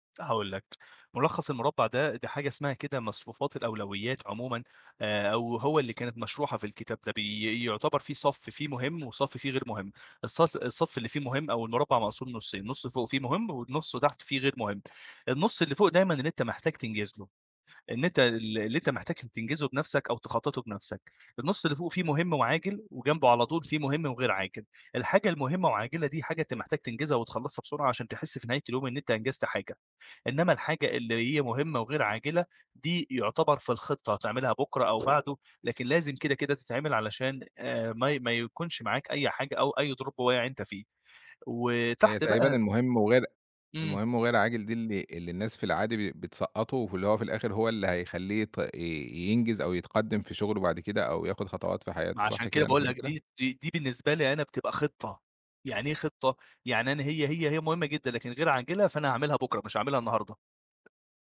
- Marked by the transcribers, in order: tapping; other background noise; in English: "drop"
- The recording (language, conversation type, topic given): Arabic, podcast, إزاي بتقسّم المهام الكبيرة لخطوات صغيرة؟